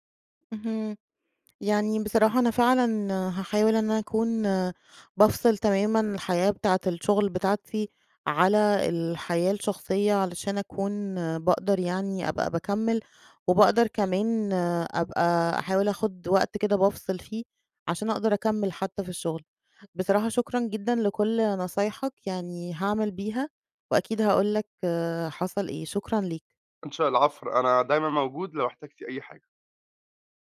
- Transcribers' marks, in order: tapping; other background noise
- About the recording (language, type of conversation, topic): Arabic, advice, إزاي أقدر أبني روتين ليلي ثابت يخلّيني أنام أحسن؟